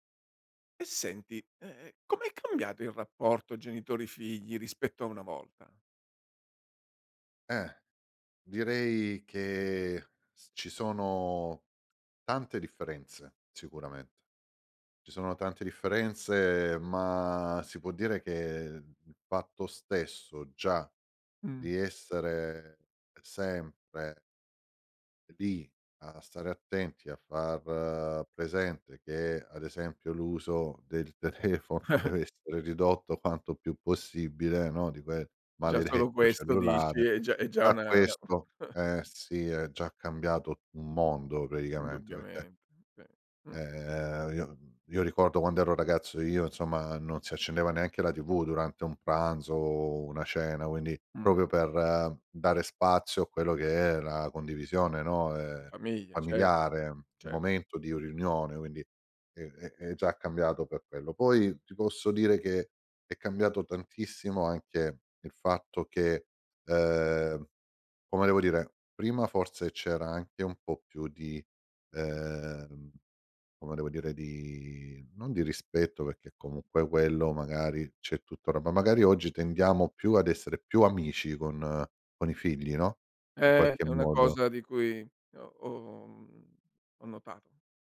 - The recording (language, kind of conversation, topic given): Italian, podcast, Com'è cambiato il rapporto tra genitori e figli rispetto al passato?
- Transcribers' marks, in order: other background noise; laughing while speaking: "telefono"; chuckle; laughing while speaking: "maledetto"; chuckle; "proprio" said as "propio"; tapping; drawn out: "di"; unintelligible speech